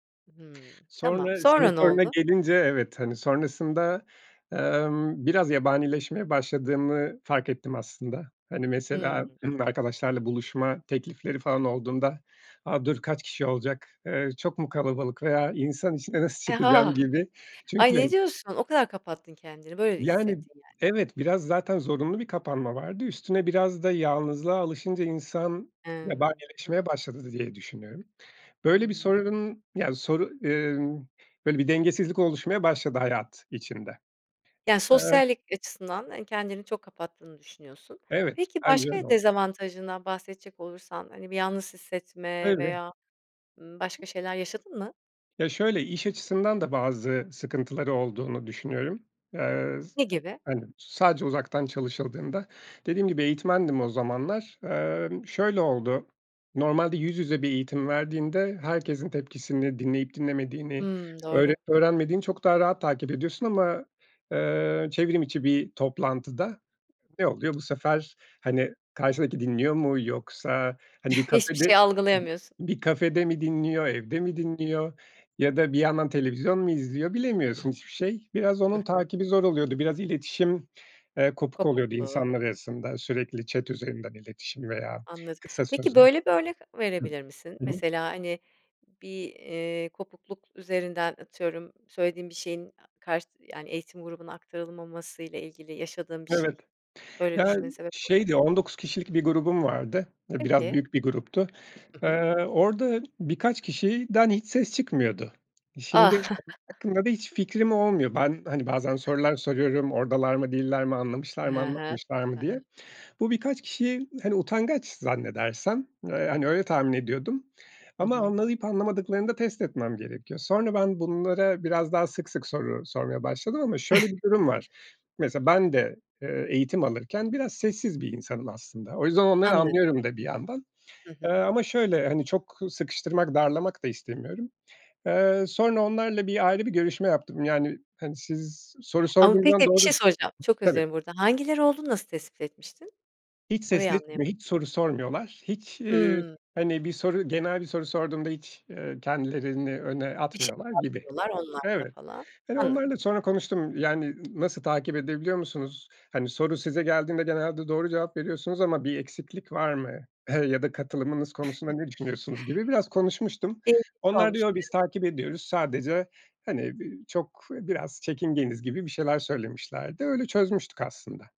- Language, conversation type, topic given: Turkish, podcast, Uzaktan çalışmanın artıları ve eksileri neler?
- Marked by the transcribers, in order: other background noise; throat clearing; chuckle; in English: "chat"; chuckle; chuckle; tapping; chuckle